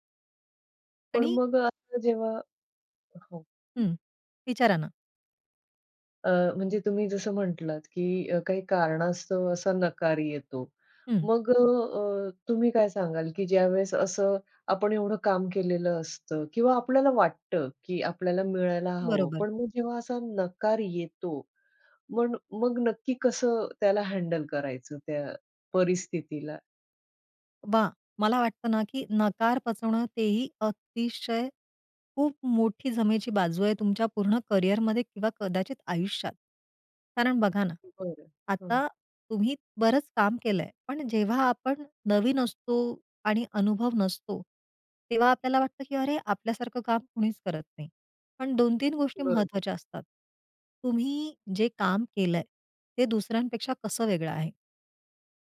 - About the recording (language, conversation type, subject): Marathi, podcast, नोकरीत पगारवाढ मागण्यासाठी तुम्ही कधी आणि कशी चर्चा कराल?
- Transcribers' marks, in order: in English: "हँडल"